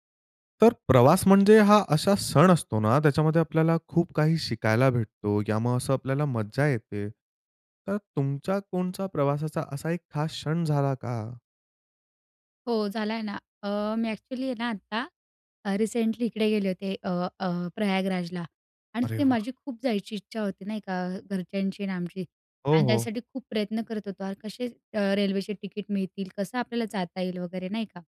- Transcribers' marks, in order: other background noise; "कोणत्या" said as "कोणच्या"; in English: "रिसेंटली"
- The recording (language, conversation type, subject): Marathi, podcast, प्रवासातला एखादा खास क्षण कोणता होता?